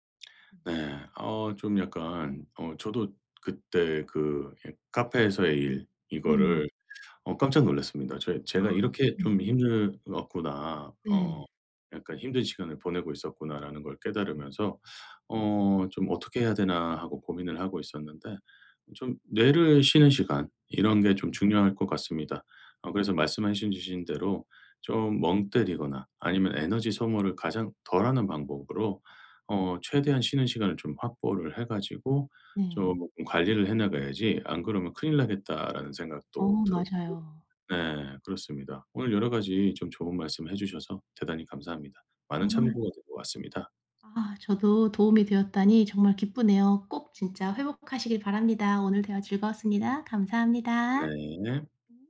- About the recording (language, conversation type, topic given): Korean, advice, 번아웃을 예방하고 동기를 다시 회복하려면 어떻게 해야 하나요?
- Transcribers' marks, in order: other background noise; tapping